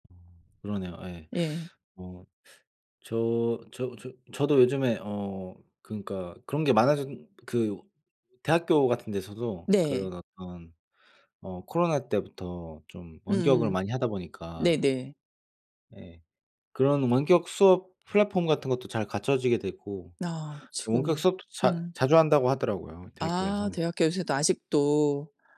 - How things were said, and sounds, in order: tapping; other background noise
- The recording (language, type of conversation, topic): Korean, unstructured, 코로나 이후 우리 사회가 어떻게 달라졌다고 느끼시나요?